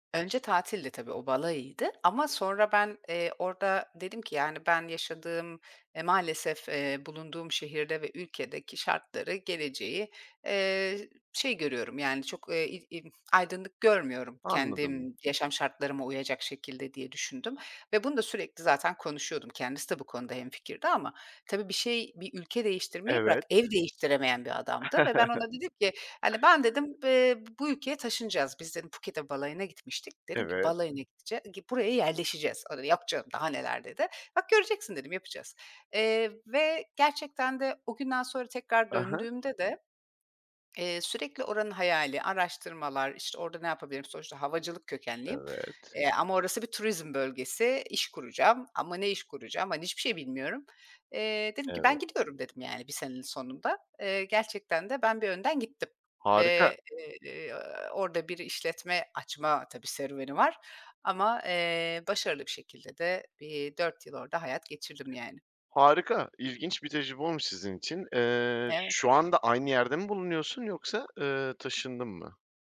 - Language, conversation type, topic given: Turkish, podcast, Hayatını değiştiren karar hangisiydi?
- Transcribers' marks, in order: chuckle; other background noise; tapping; swallow